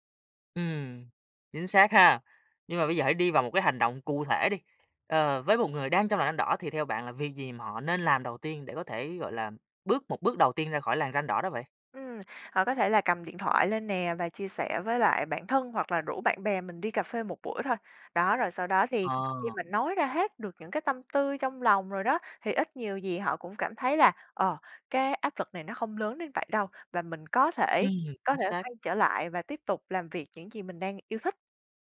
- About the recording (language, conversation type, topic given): Vietnamese, podcast, Gia đình ảnh hưởng đến những quyết định quan trọng trong cuộc đời bạn như thế nào?
- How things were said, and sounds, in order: tapping